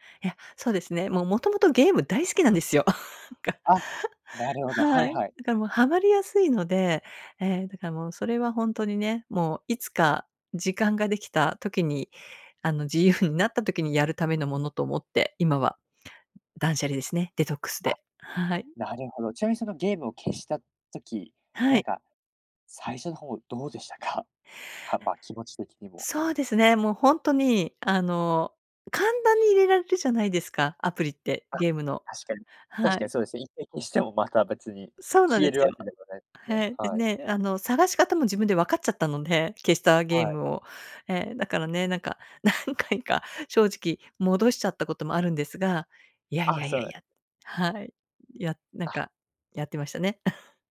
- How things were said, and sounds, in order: laugh; laughing while speaking: "何回か"; chuckle
- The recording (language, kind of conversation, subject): Japanese, podcast, デジタルデトックスを試したことはありますか？